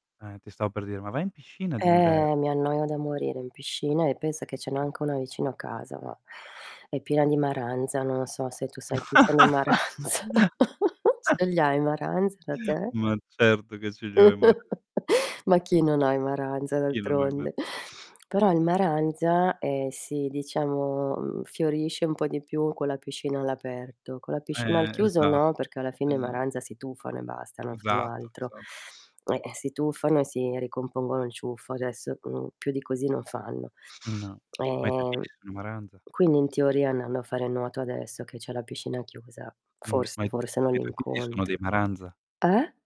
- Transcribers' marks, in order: static; distorted speech; laugh; laughing while speaking: "maranza"; laugh; laugh; tapping
- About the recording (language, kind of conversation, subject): Italian, unstructured, Come reagiresti con qualcuno che evita di muoversi per pigrizia?